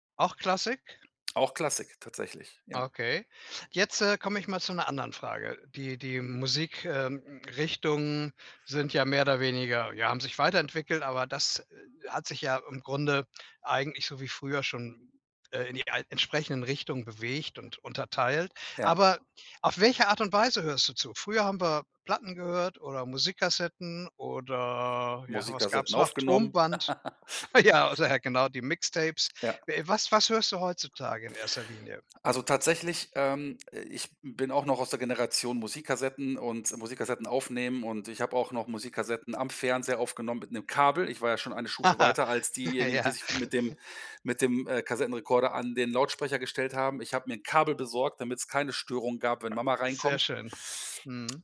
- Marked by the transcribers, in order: other background noise; giggle; laughing while speaking: "Ja, oder"; chuckle; laughing while speaking: "Ja"; snort; tapping
- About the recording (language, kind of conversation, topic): German, podcast, Hat Streaming dein Musikverhalten und deinen Musikgeschmack verändert?